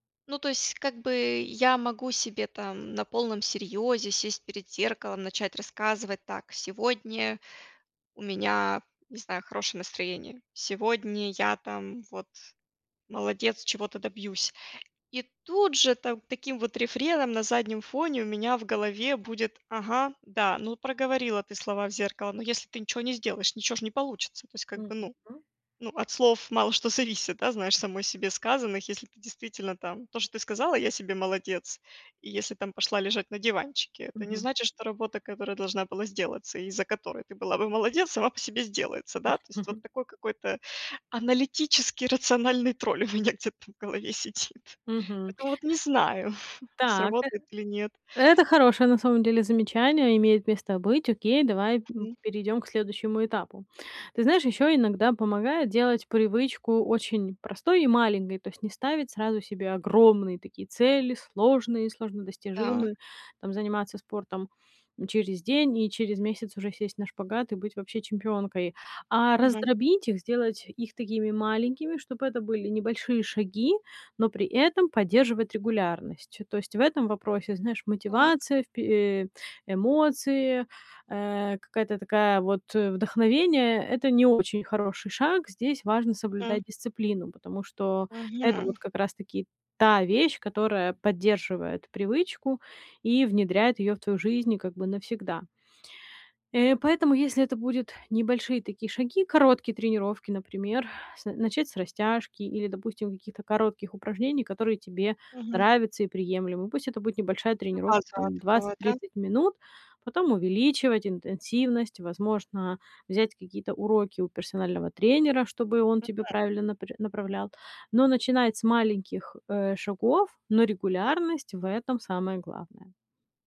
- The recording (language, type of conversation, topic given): Russian, advice, Как мне закрепить новые привычки и сделать их частью своей личности и жизни?
- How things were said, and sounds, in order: tapping; laughing while speaking: "зависит"; other noise; chuckle; laughing while speaking: "у меня где-то в голове сидит"; chuckle; other background noise; stressed: "огромные"; background speech; stressed: "та"; unintelligible speech